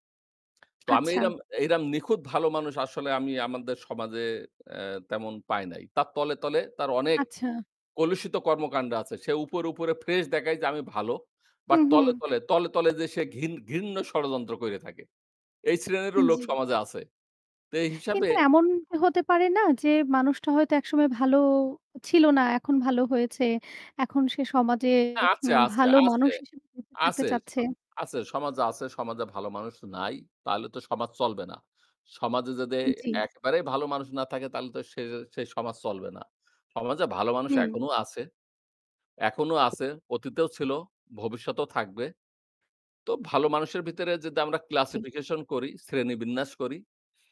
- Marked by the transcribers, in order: other background noise; "এরকম-" said as "এরাম"; "এরকম" said as "এরাম"; static; "করে" said as "কইরে"; tapping; distorted speech; in English: "classification"; unintelligible speech
- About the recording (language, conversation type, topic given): Bengali, unstructured, আপনার মতে একজন ভালো মানুষ হওয়া বলতে কী বোঝায়?